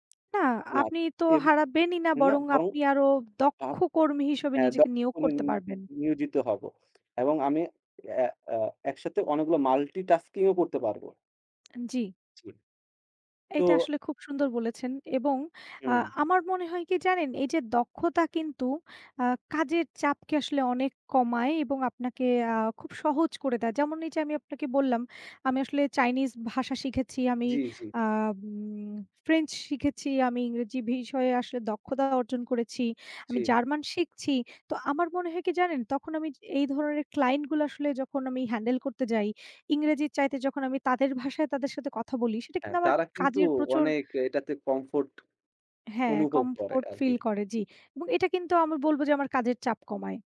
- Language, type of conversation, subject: Bengali, unstructured, আপনি কীভাবে নিজের কাজের দক্ষতা বাড়াতে পারেন?
- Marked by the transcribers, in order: tapping; "বিষয়ে" said as "ভিষয়ে"